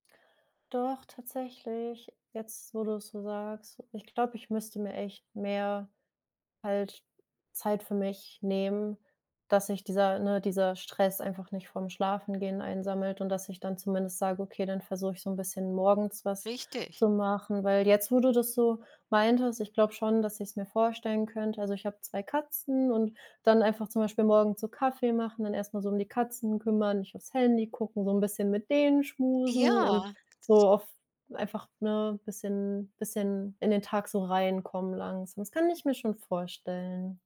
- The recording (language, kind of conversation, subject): German, advice, Warum kann ich nach einem stressigen Tag nur schwer einschlafen?
- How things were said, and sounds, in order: none